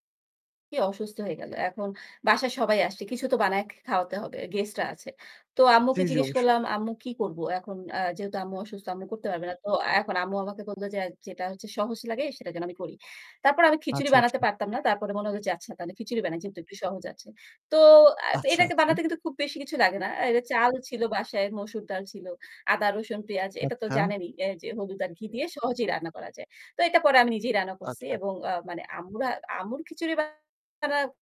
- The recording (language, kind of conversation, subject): Bengali, unstructured, আপনার বাড়িতে সবচেয়ে জনপ্রিয় খাবার কোনটি?
- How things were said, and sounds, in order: static; other background noise; horn; tapping; distorted speech